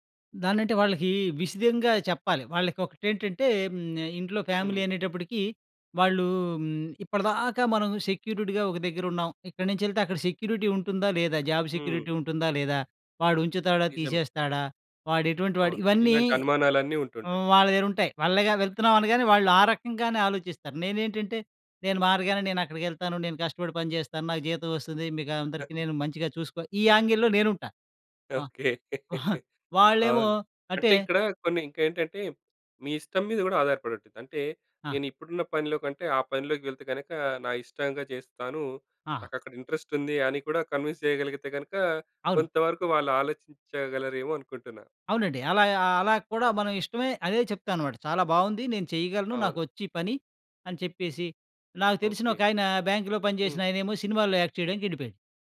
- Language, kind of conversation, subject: Telugu, podcast, అనుభవం లేకుండా కొత్త రంగానికి మారేటప్పుడు మొదట ఏవేవి అడుగులు వేయాలి?
- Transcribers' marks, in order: in English: "ఫ్యామిలీ"; in English: "సెక్యూరిటీగా"; in English: "సెక్యూరిటీ"; in English: "జాబ్ సెక్యూరిటీ"; chuckle; laugh; in English: "యాంగిల్‌లో"; chuckle; in English: "ఇంట్రెస్ట్"; in English: "కన్విన్స్"; in English: "యాక్ట్"